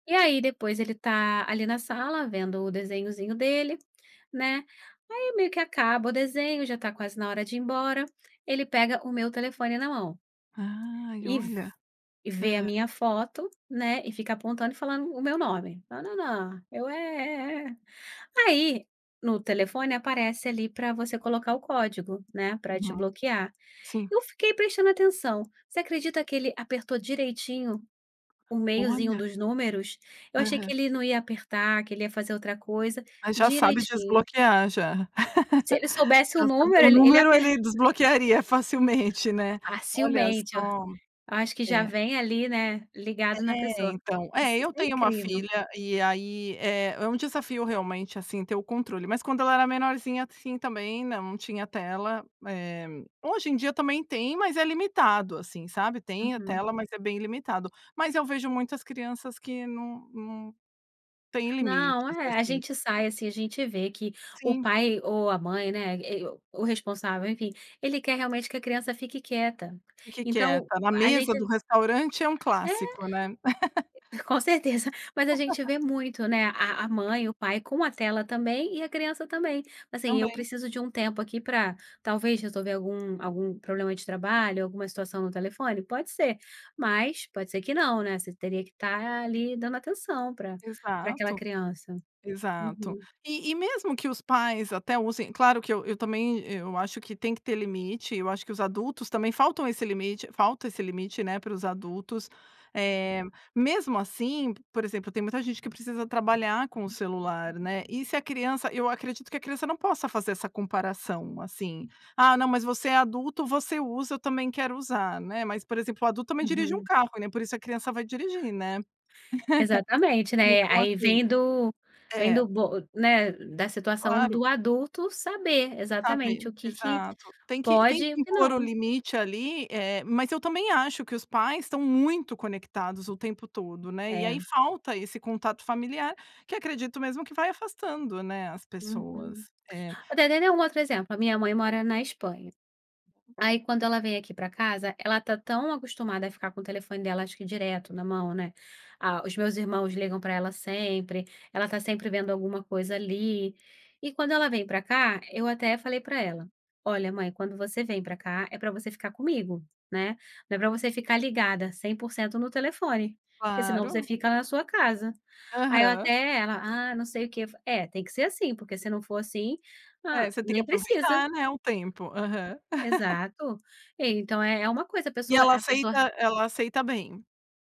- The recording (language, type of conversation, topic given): Portuguese, podcast, Você acha que as telas aproximam ou afastam as pessoas?
- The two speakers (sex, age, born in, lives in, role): female, 35-39, Brazil, Portugal, guest; female, 40-44, Brazil, United States, host
- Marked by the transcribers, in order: laugh; other noise; chuckle; laugh; laugh; laugh